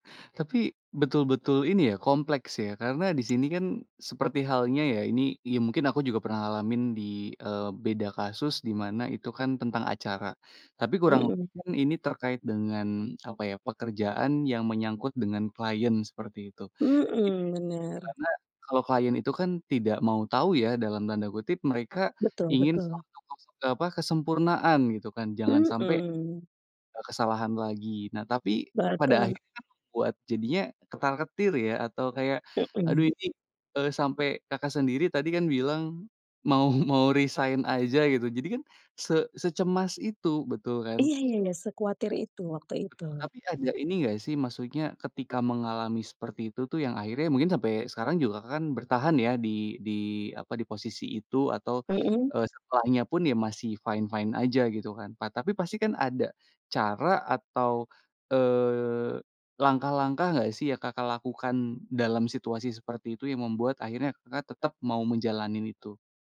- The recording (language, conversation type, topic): Indonesian, podcast, Bagaimana cara kamu mengatasi rasa cemas saat menghadapi situasi sulit?
- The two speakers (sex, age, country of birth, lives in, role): female, 35-39, Indonesia, Indonesia, guest; male, 30-34, Indonesia, Indonesia, host
- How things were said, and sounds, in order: tapping; laughing while speaking: "Mau"; in English: "fine-fine"